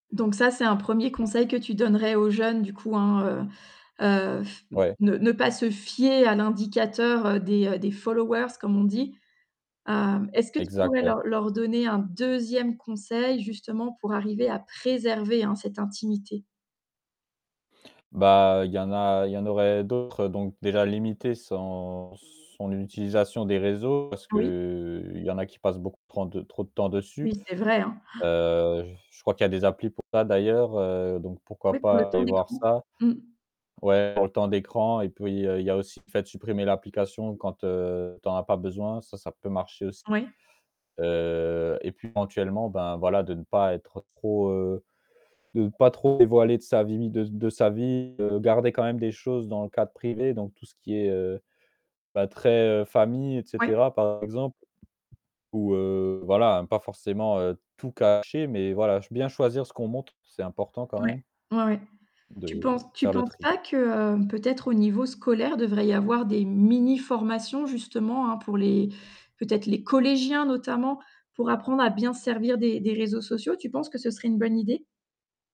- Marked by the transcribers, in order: in English: "followers"; stressed: "préserver"; distorted speech; gasp; tapping; other background noise; static; stressed: "collégiens"
- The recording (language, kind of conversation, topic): French, podcast, Comment penses-tu que les réseaux sociaux influencent nos relations ?